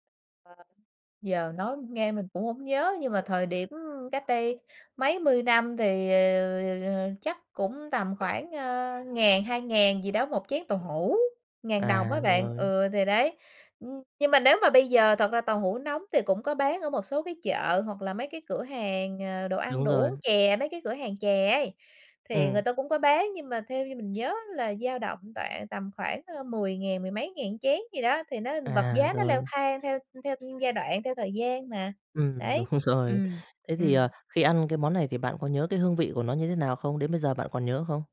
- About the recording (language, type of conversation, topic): Vietnamese, podcast, Món ăn nào gợi nhớ tuổi thơ của bạn nhất?
- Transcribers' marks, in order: tapping; background speech; other noise; other background noise; laughing while speaking: "đúng rồi"